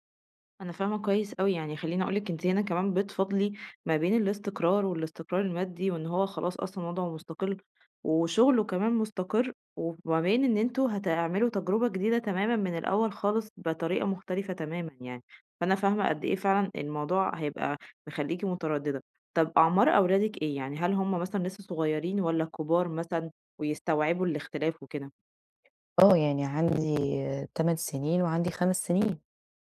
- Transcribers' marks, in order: none
- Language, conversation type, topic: Arabic, advice, إزاي أخد قرار مصيري دلوقتي عشان ما أندمش بعدين؟